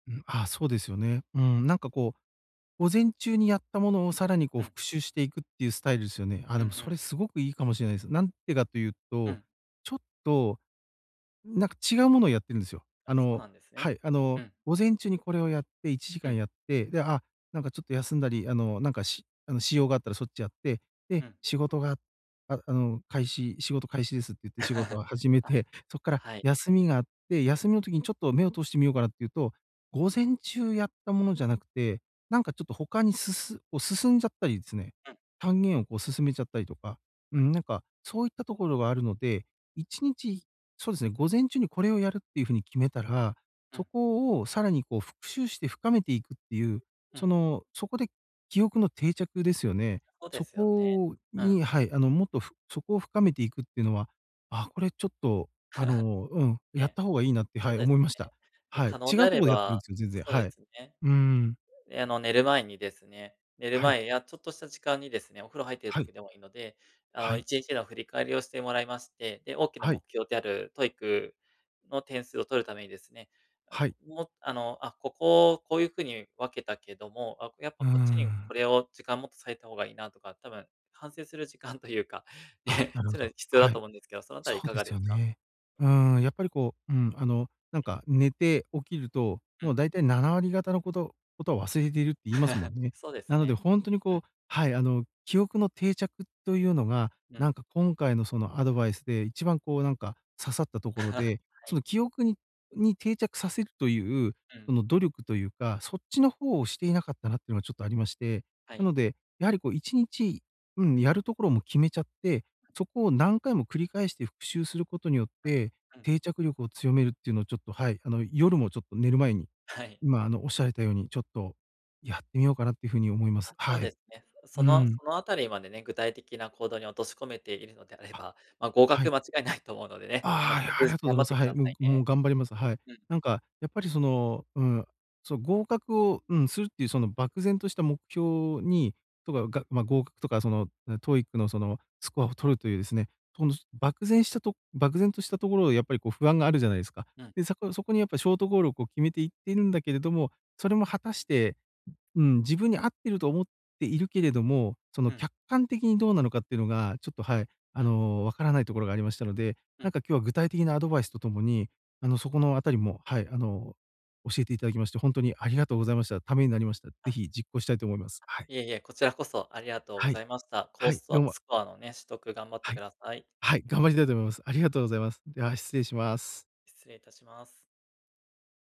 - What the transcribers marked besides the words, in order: other background noise; chuckle; chuckle; other noise; laughing while speaking: "時間というか、ね"; chuckle; chuckle; laughing while speaking: "はい"; laughing while speaking: "あれば、まあ、合格間違いない"
- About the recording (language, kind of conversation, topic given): Japanese, advice, 大きな目標を具体的な小さな行動に分解するにはどうすればよいですか？
- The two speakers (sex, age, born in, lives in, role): male, 35-39, Japan, Japan, advisor; male, 40-44, Japan, Japan, user